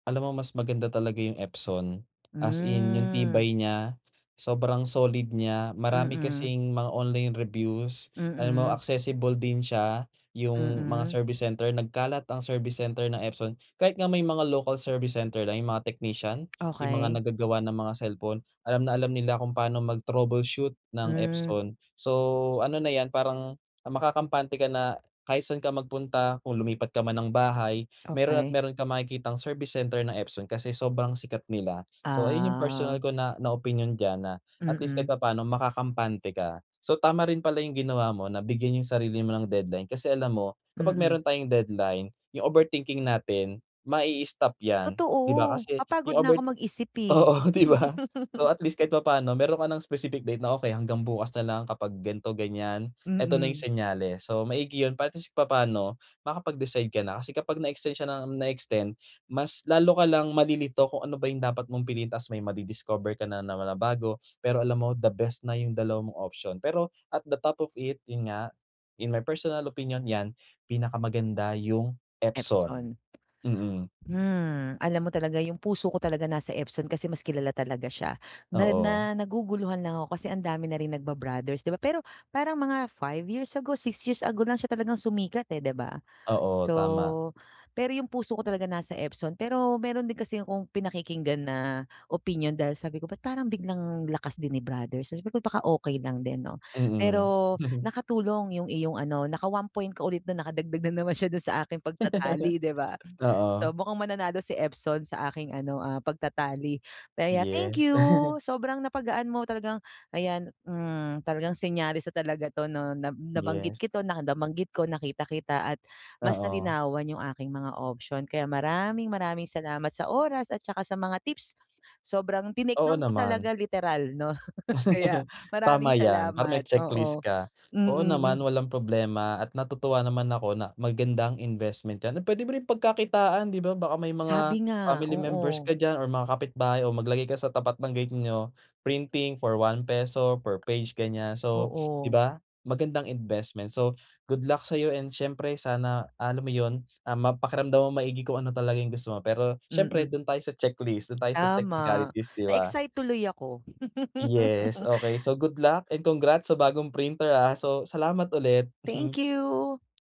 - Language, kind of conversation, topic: Filipino, advice, Paano ako makapagpapasya kapag napakarami ng pagpipilian?
- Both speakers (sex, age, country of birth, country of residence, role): female, 40-44, Philippines, Philippines, user; male, 25-29, Philippines, Philippines, advisor
- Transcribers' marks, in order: tapping; drawn out: "Hmm"; drawn out: "Ah"; laughing while speaking: "oo, di ba?"; chuckle; in English: "at the top of it"; other background noise; chuckle; chuckle; chuckle; "ko" said as "ki"; laugh; laughing while speaking: "'no"; laugh; in English: "technicalities"; laugh; chuckle